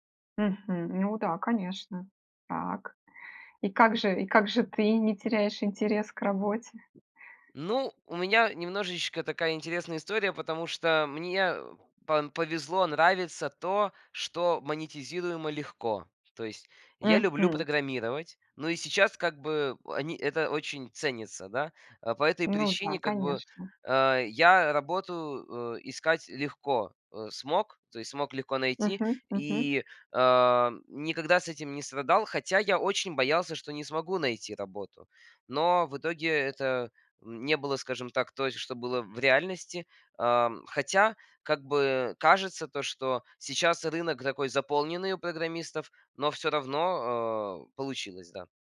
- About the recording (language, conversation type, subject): Russian, podcast, Как не потерять интерес к работе со временем?
- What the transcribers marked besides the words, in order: other noise